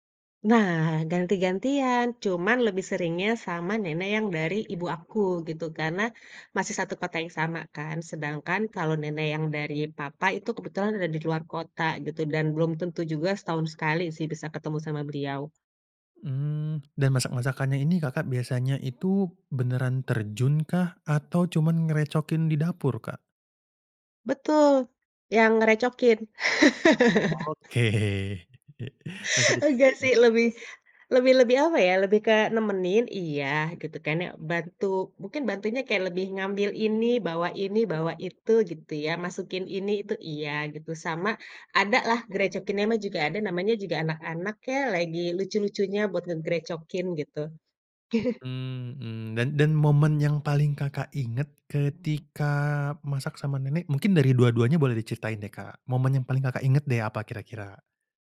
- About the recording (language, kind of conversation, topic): Indonesian, podcast, Ceritakan pengalaman memasak bersama nenek atau kakek dan apakah ada ritual yang berkesan?
- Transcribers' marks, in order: tapping; laughing while speaking: "Oke"; laugh; chuckle; chuckle